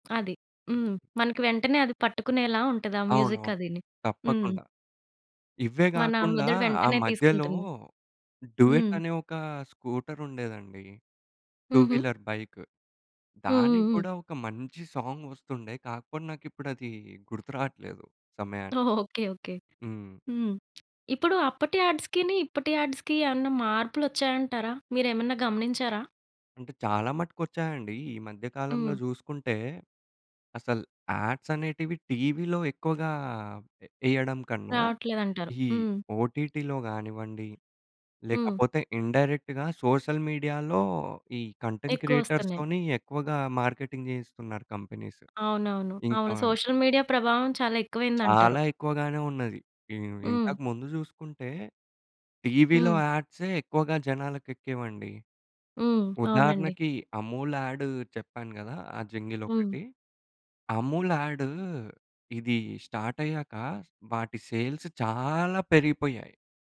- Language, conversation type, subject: Telugu, podcast, పాత టీవీ ప్రకటనలు లేదా జింగిల్స్ గురించి మీ అభిప్రాయం ఏమిటి?
- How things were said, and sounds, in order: other background noise; in English: "మ్యూజిక్"; in English: "డూయెట్"; in English: "స్కూటర్"; in English: "వీలర్ బైక్"; in English: "సాంగ్"; laughing while speaking: "ఓహ్! ఓకే, ఓకే"; lip smack; in English: "యాడ్స్‌కీని"; in English: "యాడ్స్‌కి"; in English: "యాడ్స్"; in English: "ఓటీటీలో"; in English: "ఇండైరెక్ట్‌గా సోషల్ మీడియాలో"; in English: "కంటెంట్ క్రియేటర్స్‌తోనీ"; in English: "మార్కెటింగ్"; in English: "కంపెనీస్"; in English: "సోషల్ మీడియా"; in English: "యాడ్"; in English: "జంగిల్"; in English: "స్టార్ట్"; in English: "సేల్స్"